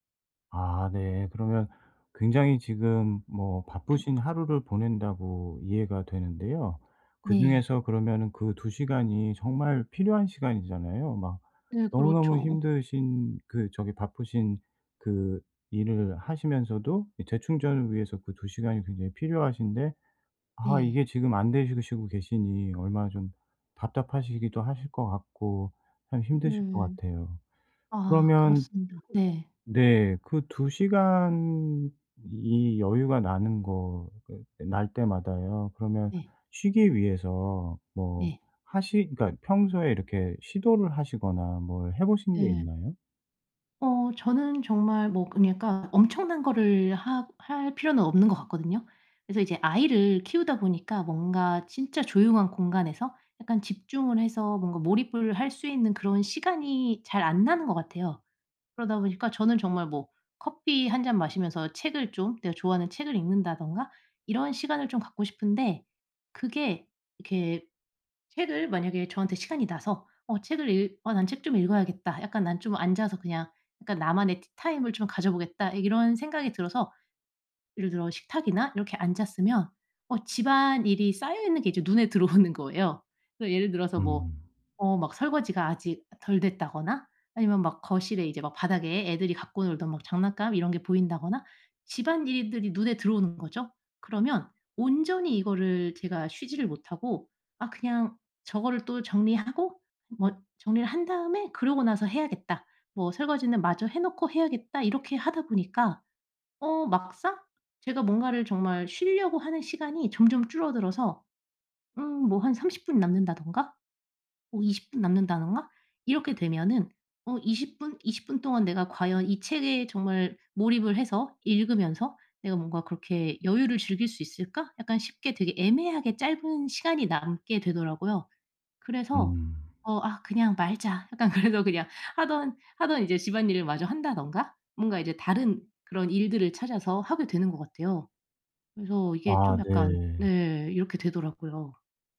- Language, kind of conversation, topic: Korean, advice, 집에서 편안히 쉬고 스트레스를 잘 풀지 못할 때 어떻게 해야 하나요?
- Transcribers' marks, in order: tapping; laughing while speaking: "들어오는"; laughing while speaking: "약간 그래서"